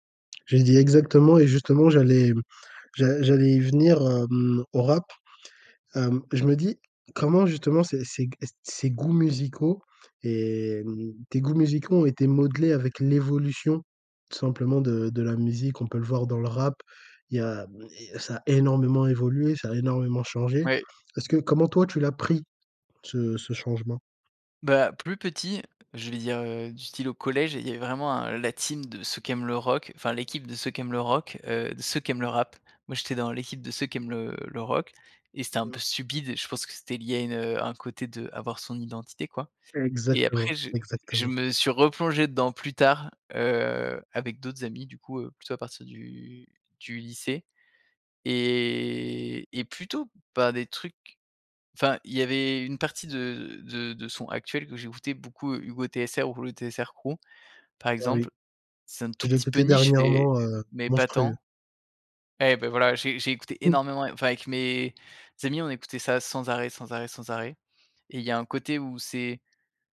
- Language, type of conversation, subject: French, podcast, Comment ta culture a-t-elle influencé tes goûts musicaux ?
- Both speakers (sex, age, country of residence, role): male, 20-24, France, host; male, 30-34, France, guest
- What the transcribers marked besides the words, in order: in English: "team"; other background noise; drawn out: "et"; tapping